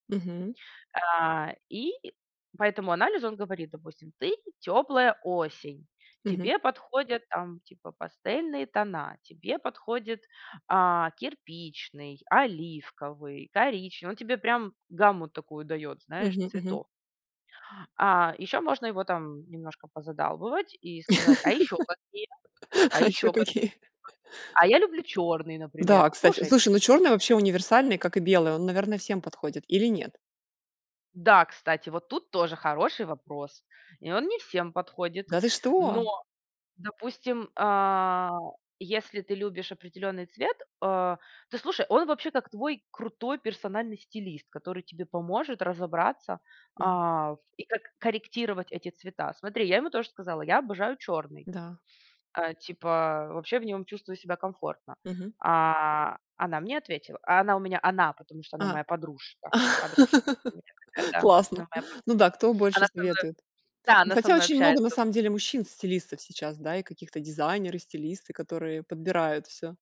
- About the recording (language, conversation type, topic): Russian, podcast, Как работать с телом и одеждой, чтобы чувствовать себя увереннее?
- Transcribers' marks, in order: tapping; other background noise; laugh; chuckle; unintelligible speech; laugh